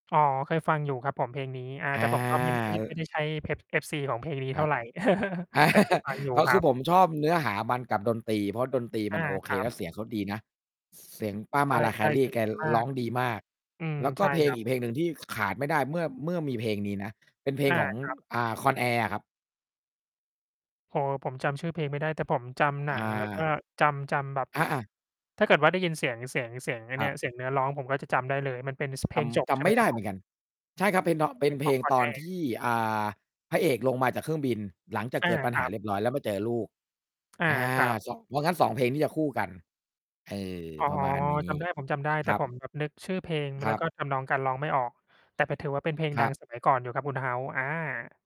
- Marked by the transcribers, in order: distorted speech; chuckle; mechanical hum; other noise; tapping
- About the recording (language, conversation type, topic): Thai, unstructured, ในชีวิตของคุณเคยมีเพลงไหนที่รู้สึกว่าเป็นเพลงประจำตัวของคุณไหม?